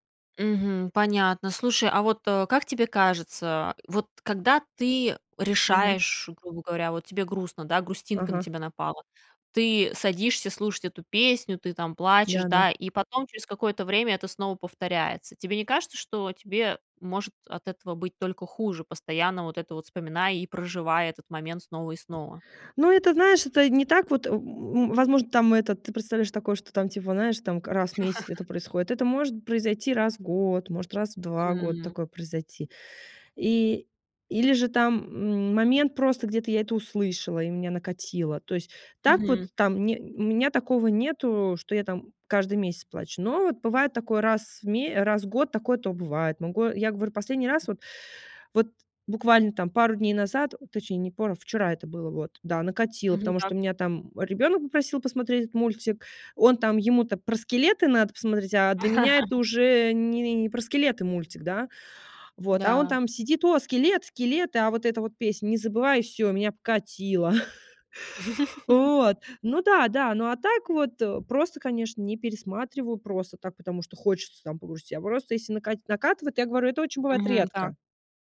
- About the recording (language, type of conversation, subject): Russian, podcast, Какая песня заставляет тебя плакать и почему?
- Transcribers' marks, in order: tapping; laugh; other background noise; laugh; chuckle; laugh